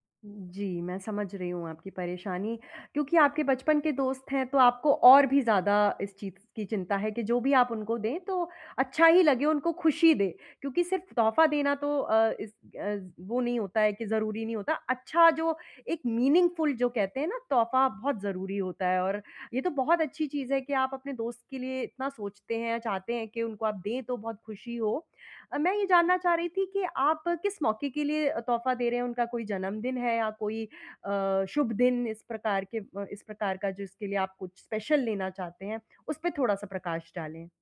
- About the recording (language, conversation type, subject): Hindi, advice, उपहार के लिए सही विचार कैसे चुनें?
- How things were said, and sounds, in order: in English: "मीनिंगफ़ुल"; in English: "स्पेशल"